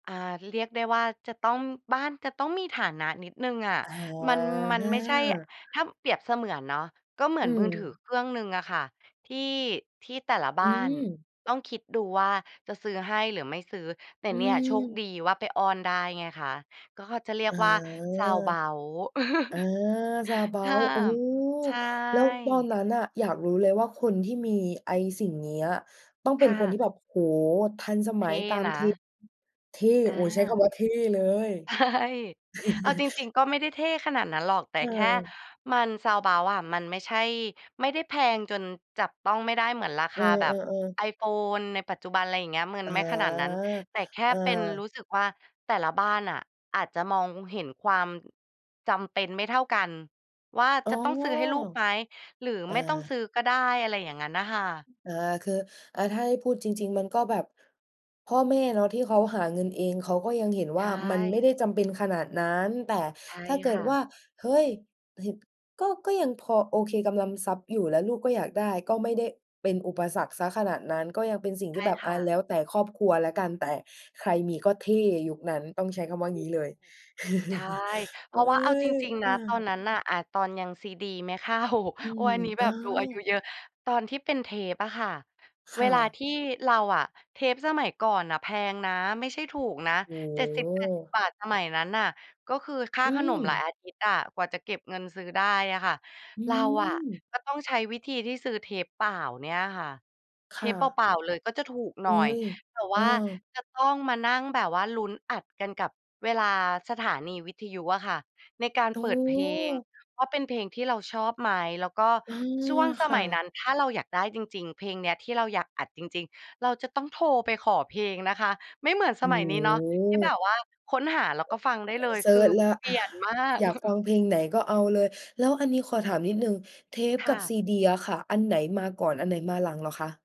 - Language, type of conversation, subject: Thai, podcast, เทคโนโลยีเปลี่ยนวิธีที่คุณเสพสื่อไปอย่างไรบ้าง?
- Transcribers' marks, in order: drawn out: "อา"; laugh; other background noise; laughing while speaking: "ใช่"; laugh; "กำลัง" said as "กำลำ"; chuckle; laughing while speaking: "ไม่เข้า"; "ช่วง" said as "ซ่วง"; other noise; chuckle